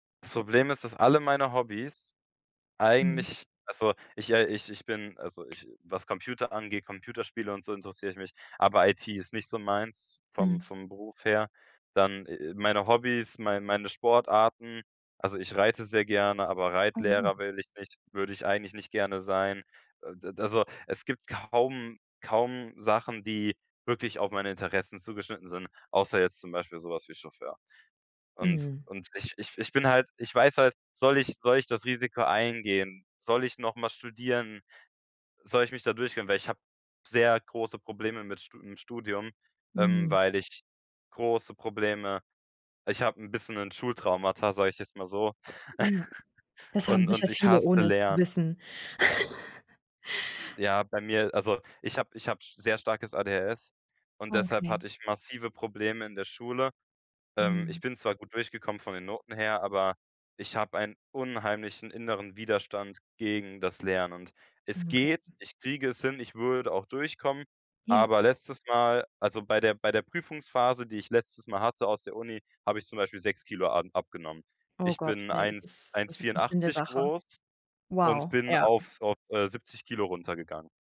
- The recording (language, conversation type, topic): German, advice, Wie kann ich mit Überforderung bei einer schrittweisen Rückkehr zur Arbeit umgehen?
- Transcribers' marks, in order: surprised: "Aha"; laugh; laugh; stressed: "unheimlichen"; "nicht" said as "nich"